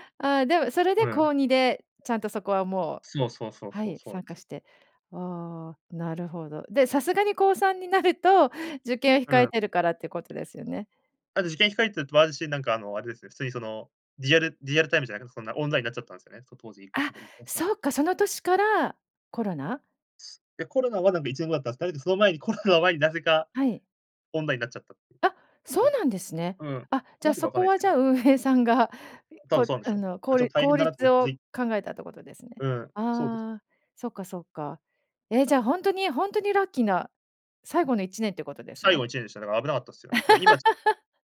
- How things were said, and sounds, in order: other background noise; laugh
- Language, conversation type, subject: Japanese, podcast, ライブやコンサートで最も印象に残っている出来事は何ですか？